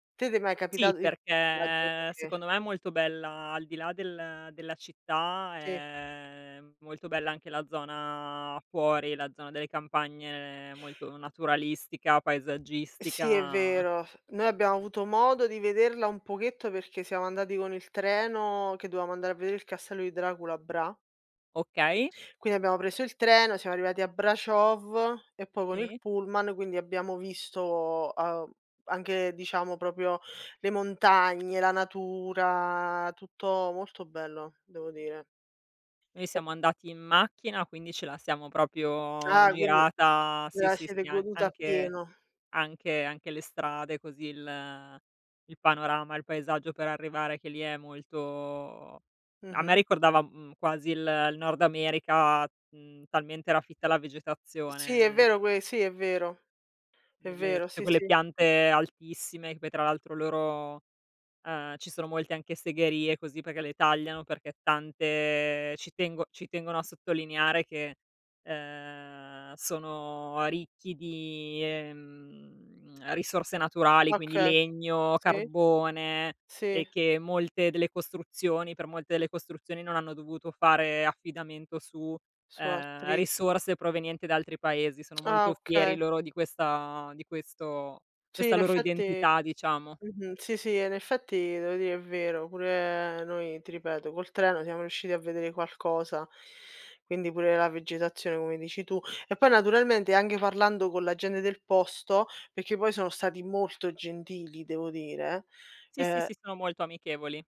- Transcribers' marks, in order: unintelligible speech; tapping; other background noise; "proprio" said as "propio"; "proprio" said as "propio"; drawn out: "ehm"; lip smack; "anche" said as "anghe"; "gente" said as "gende"
- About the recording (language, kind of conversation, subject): Italian, unstructured, Come ti piace scoprire una nuova città o un nuovo paese?